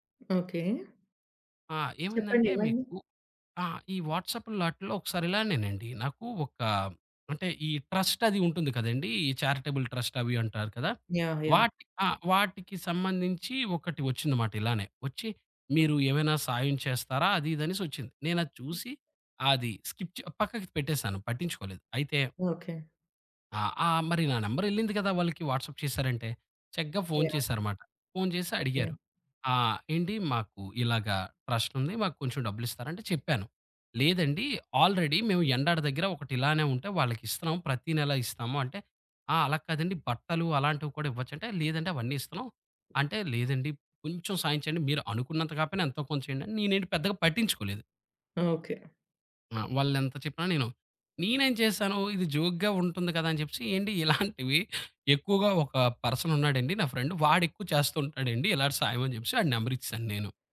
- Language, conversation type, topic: Telugu, podcast, ఫేక్ న్యూస్‌ను మీరు ఎలా గుర్తించి, ఎలా స్పందిస్తారు?
- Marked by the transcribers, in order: in English: "వాట్సాప్‌ల్లో"; in English: "ట్రస్ట్"; in English: "చారిటబుల్ ట్రస్ట్"; in English: "స్కిప్"; in English: "నంబర్"; in English: "వాట్సాప్"; in English: "ఆల్రెడీ"; in English: "జోక్‌గా"; in English: "పర్సన్"; in English: "నా ఫ్రెండ్"